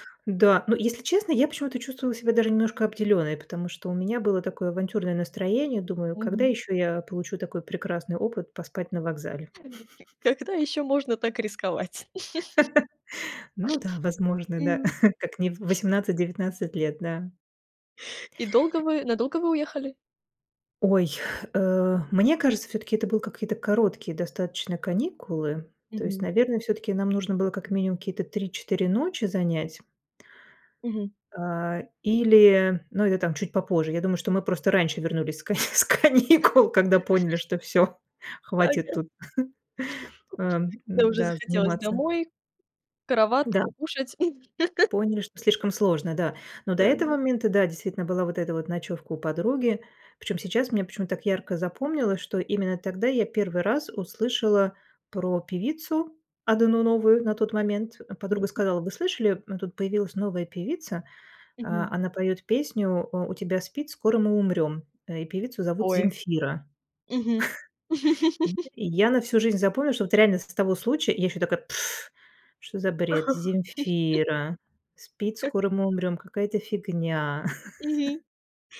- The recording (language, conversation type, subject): Russian, podcast, Каким было ваше приключение, которое началось со спонтанной идеи?
- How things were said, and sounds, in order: unintelligible speech; chuckle; laugh; other noise; other background noise; tapping; laugh; chuckle; chuckle; laugh; unintelligible speech; laugh; laugh; laugh